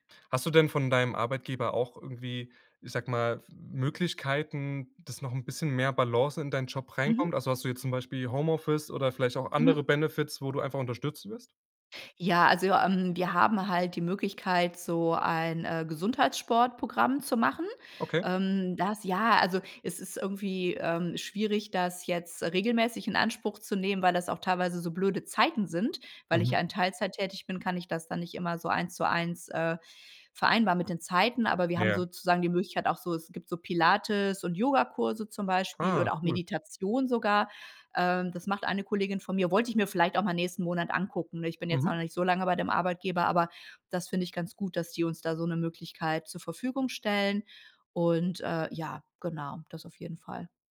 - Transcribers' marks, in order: none
- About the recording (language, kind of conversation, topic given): German, podcast, Wie schaffst du die Balance zwischen Arbeit und Privatleben?